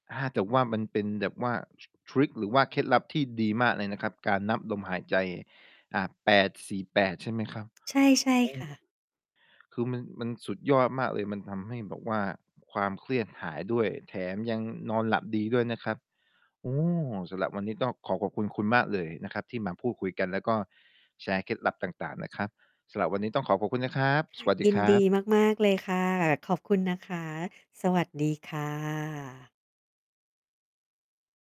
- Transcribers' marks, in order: tapping; distorted speech
- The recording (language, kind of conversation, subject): Thai, podcast, การหายใจส่งผลต่อสมาธิของคุณอย่างไร?